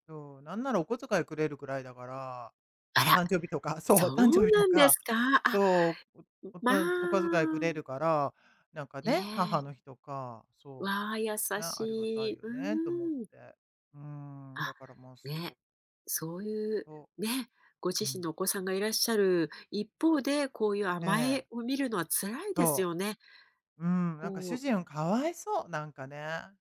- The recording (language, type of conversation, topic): Japanese, advice, パートナーの家族や友人との関係にストレスを感じている
- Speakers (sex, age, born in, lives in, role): female, 50-54, Japan, France, advisor; female, 55-59, Japan, United States, user
- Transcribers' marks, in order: unintelligible speech; tapping